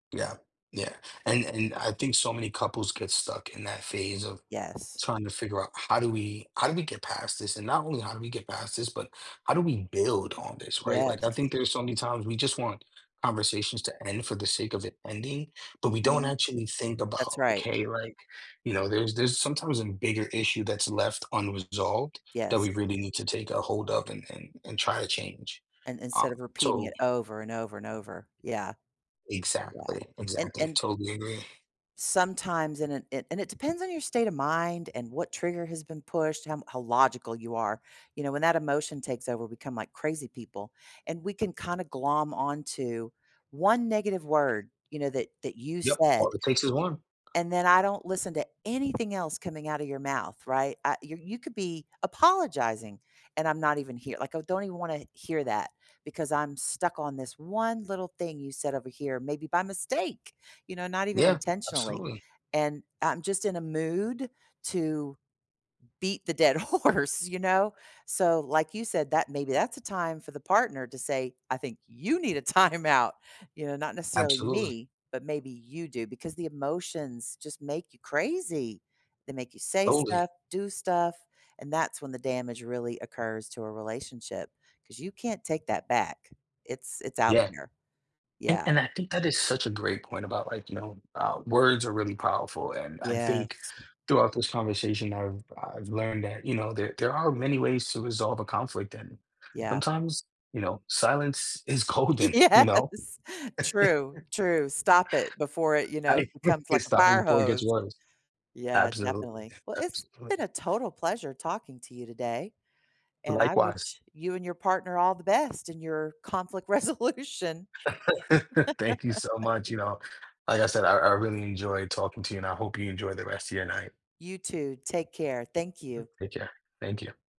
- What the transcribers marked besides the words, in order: other background noise; laughing while speaking: "horse"; laughing while speaking: "timeout"; laughing while speaking: "Yes"; laughing while speaking: "is golden"; chuckle; laughing while speaking: "I"; tapping; chuckle; laughing while speaking: "conflict resolution"; laugh
- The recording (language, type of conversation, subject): English, unstructured, How can couples communicate effectively during disagreements?
- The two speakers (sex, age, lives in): female, 60-64, United States; male, 30-34, United States